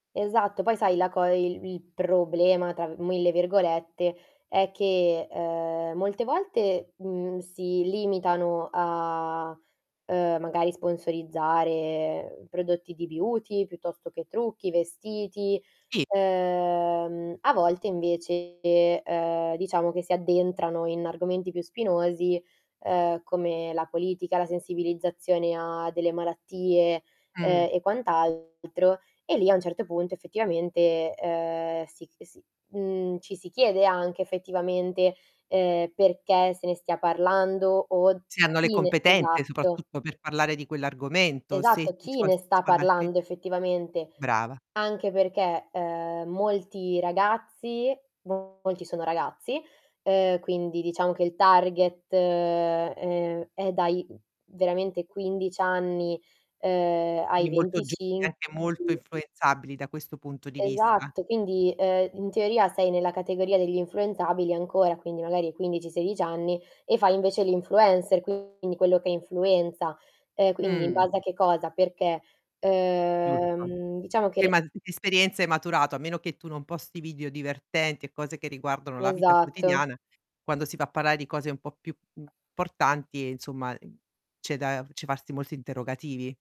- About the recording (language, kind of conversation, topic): Italian, podcast, Credi che gli influencer abbiano delle responsabilità sociali?
- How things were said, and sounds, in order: static; drawn out: "ehm"; drawn out: "a"; in English: "beauty"; drawn out: "ehm"; distorted speech; drawn out: "ehm"; unintelligible speech; unintelligible speech; other background noise; drawn out: "Ehm"